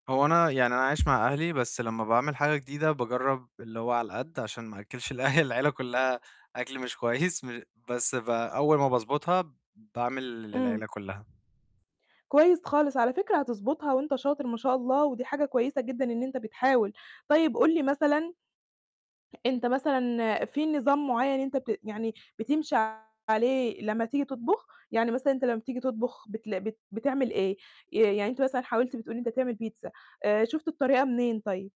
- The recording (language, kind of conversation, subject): Arabic, advice, إزاي أبني ثقتي بنفسي وأنا بطبخ في البيت؟
- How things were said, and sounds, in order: chuckle; distorted speech